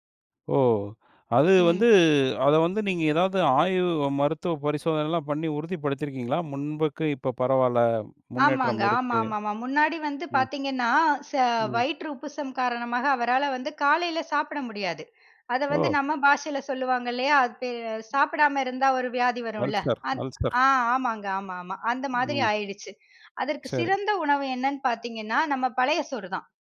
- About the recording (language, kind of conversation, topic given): Tamil, podcast, கடுமையான நாளுக்குப் பிறகு உடலையும் மனதையும் ஆறவைக்கும் உணவு எது?
- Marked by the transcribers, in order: drawn out: "வந்து"; other background noise; in English: "அல்சர், அல்சர்"